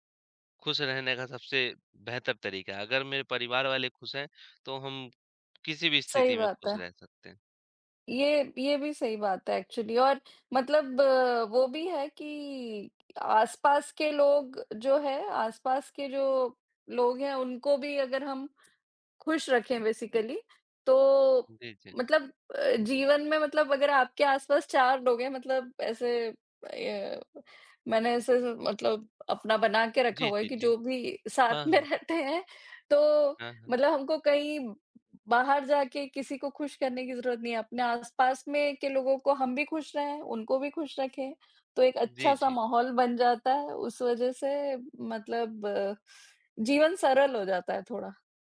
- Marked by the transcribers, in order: in English: "एक्चुअली"; in English: "बेसिकली"; laughing while speaking: "साथ में रहते"
- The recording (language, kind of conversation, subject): Hindi, unstructured, आपके लिए खुशी का मतलब क्या है?